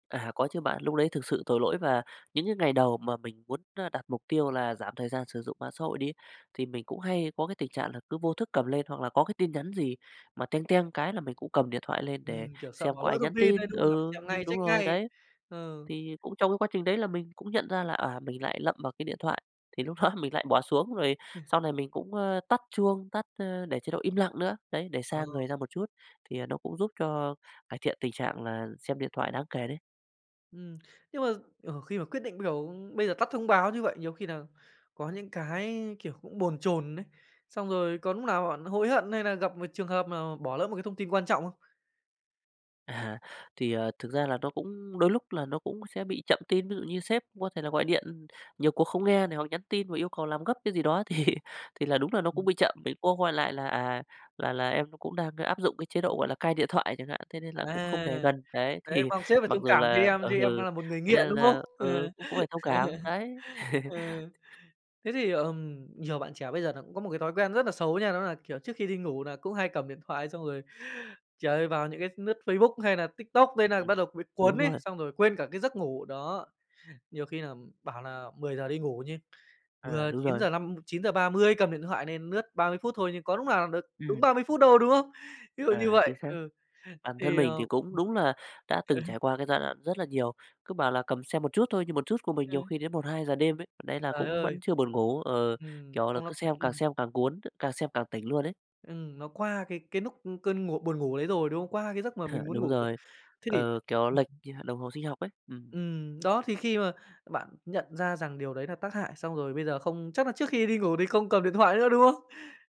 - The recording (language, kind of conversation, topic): Vietnamese, podcast, Bạn có nghĩ rằng việc tạm ngừng dùng mạng xã hội có thể giúp bạn sử dụng thời gian một cách ý nghĩa hơn không?
- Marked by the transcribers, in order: laughing while speaking: "đó"; other background noise; laughing while speaking: "thì"; laughing while speaking: "thì"; laugh; laugh; "lướt" said as "nướt"; tapping; "lướt" said as "nướt"; laughing while speaking: "Ví dụ như vậy"; laugh; "lúc" said as "núc"; laughing while speaking: "Ờ"